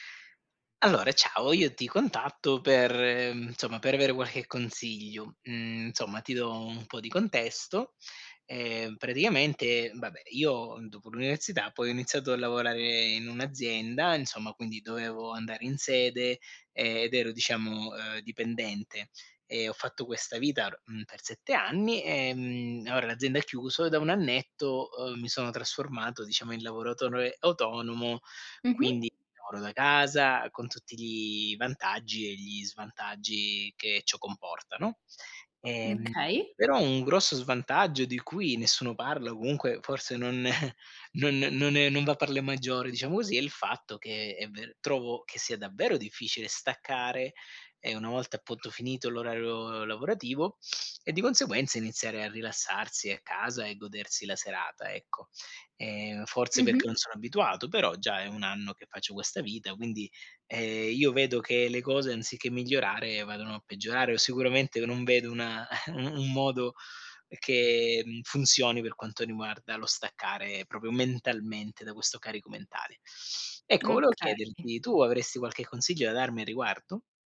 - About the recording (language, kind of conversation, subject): Italian, advice, Come posso riuscire a staccare e rilassarmi quando sono a casa?
- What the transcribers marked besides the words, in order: "insomma" said as "nsomma"; "insomma" said as "nsomma"; "lavoratore" said as "lavorotonre"; scoff; "per" said as "par"; other background noise; chuckle; "proprio" said as "propio"